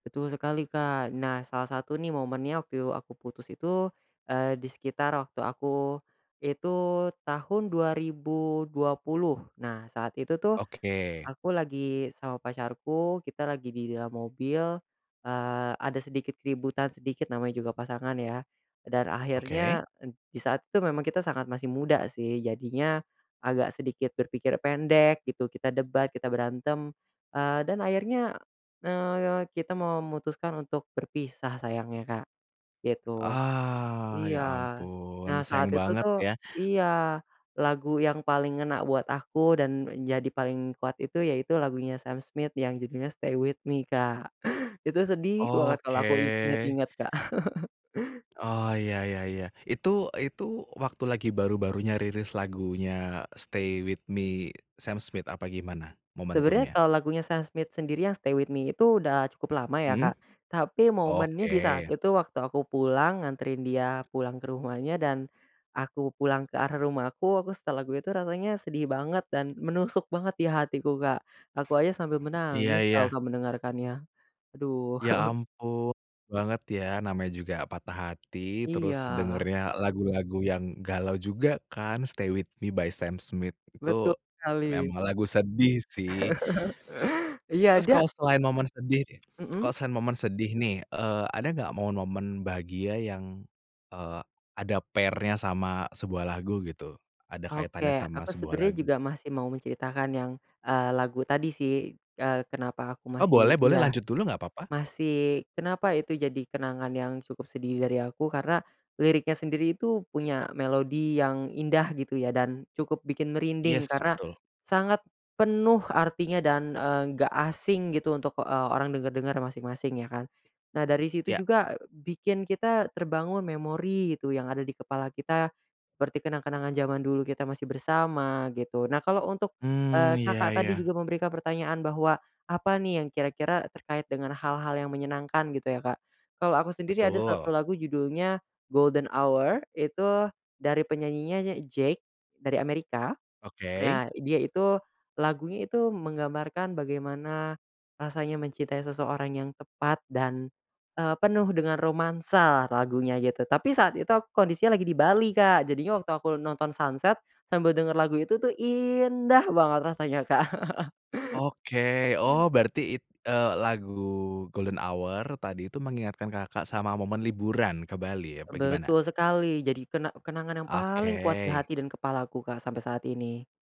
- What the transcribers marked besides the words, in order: other background noise; drawn out: "Ah"; tapping; chuckle; chuckle; in English: "by"; chuckle; in English: "pair-nya"; in English: "sunset"; stressed: "indah"; chuckle
- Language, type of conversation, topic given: Indonesian, podcast, Apa kenangan paling kuat yang kamu kaitkan dengan sebuah lagu?